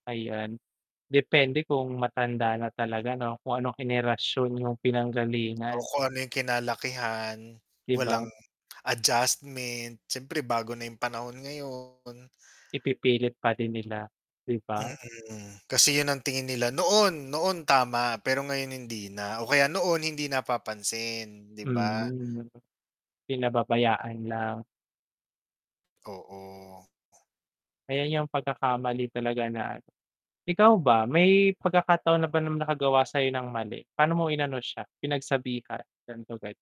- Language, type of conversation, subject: Filipino, unstructured, Paano mo ipinaliliwanag sa iba na mali ang kanilang ginagawa?
- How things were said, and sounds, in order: static; distorted speech; tapping; unintelligible speech